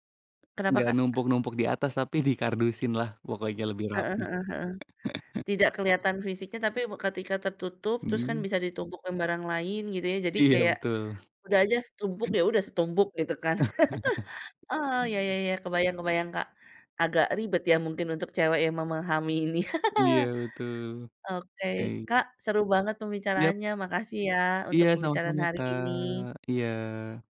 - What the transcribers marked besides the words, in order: laughing while speaking: "di kardusin"; chuckle; laughing while speaking: "Iya"; other background noise; chuckle; laugh
- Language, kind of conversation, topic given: Indonesian, podcast, Bagaimana cara membuat kamar kos yang kecil terasa lebih luas?